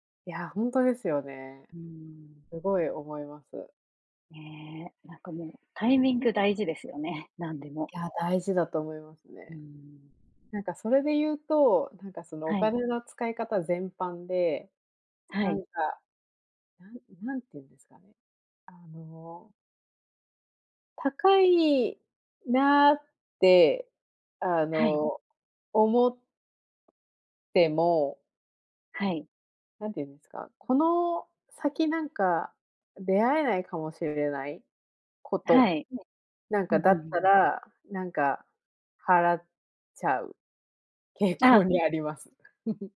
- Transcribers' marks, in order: other background noise; chuckle
- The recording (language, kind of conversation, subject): Japanese, unstructured, お金の使い方で大切にしていることは何ですか？